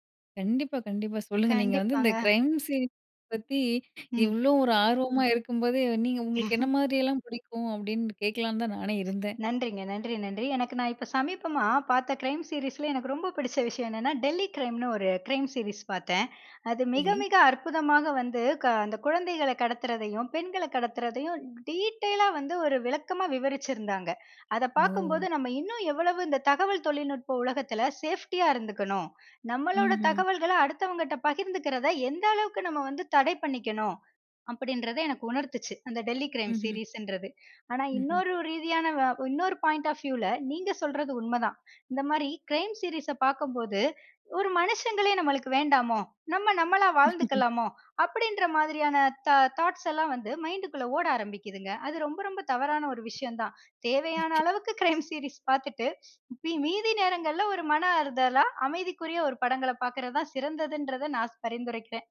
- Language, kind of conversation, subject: Tamil, podcast, ஒரு படம் உங்களை முழுமையாக ஆட்கொண்டு, சில நேரம் உண்மையிலிருந்து தப்பிக்கச் செய்ய வேண்டுமென்றால் அது எப்படி இருக்க வேண்டும்?
- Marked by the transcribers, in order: laugh; other noise; in English: "டீட்டெய்லா"; in English: "சேஃப்டியா"; laugh